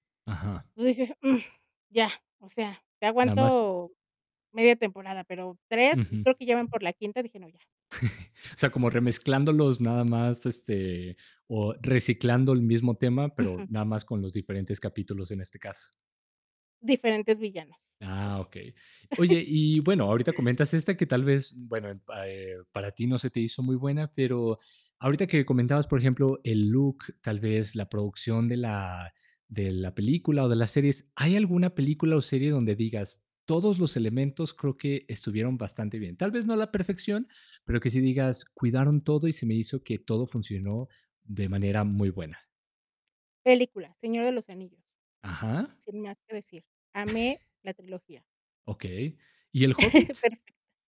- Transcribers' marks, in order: static; tapping; chuckle; chuckle; chuckle; chuckle; distorted speech
- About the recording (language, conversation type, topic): Spanish, podcast, ¿Qué es lo que más te atrae del cine y las series?